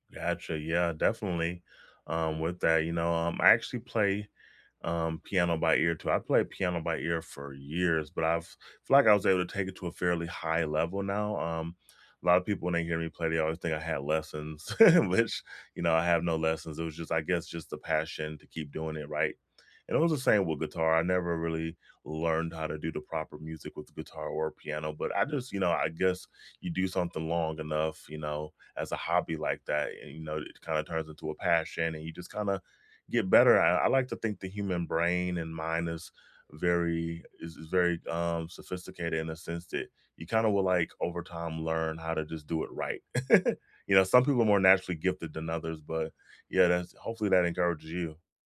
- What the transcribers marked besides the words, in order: chuckle; chuckle
- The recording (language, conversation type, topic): English, unstructured, How did you first get into your favorite hobby?
- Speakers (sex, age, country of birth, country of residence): male, 35-39, United States, United States; male, 50-54, United States, United States